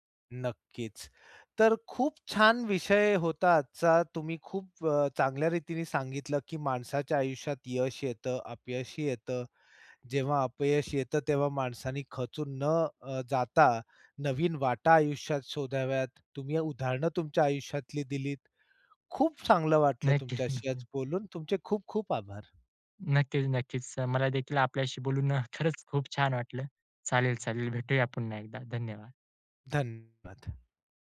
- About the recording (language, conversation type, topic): Marathi, podcast, एखाद्या अपयशानं तुमच्यासाठी कोणती संधी उघडली?
- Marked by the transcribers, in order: other background noise; chuckle; tapping